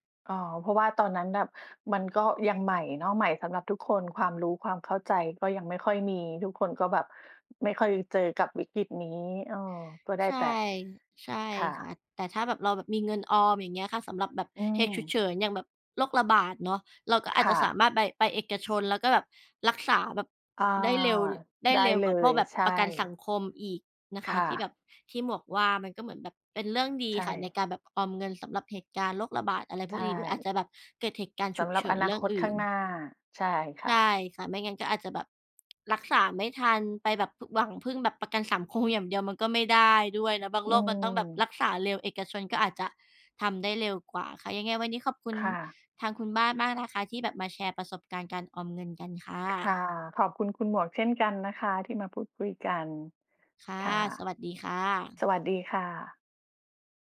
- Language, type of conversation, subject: Thai, unstructured, คุณคิดว่าการออมเงินสำคัญแค่ไหนในชีวิตประจำวัน?
- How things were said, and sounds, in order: tapping